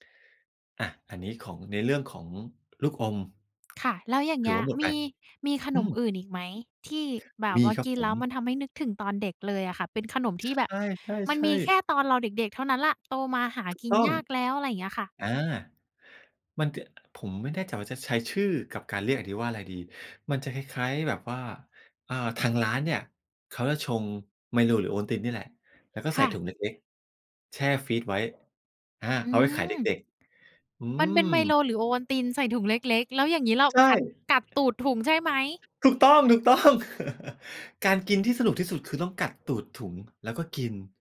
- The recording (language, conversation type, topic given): Thai, podcast, ขนมแบบไหนที่พอได้กลิ่นหรือได้ชิมแล้วทำให้คุณนึกถึงตอนเป็นเด็ก?
- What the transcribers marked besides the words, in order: tapping; other background noise; stressed: "ถูกต้อง ๆ"; chuckle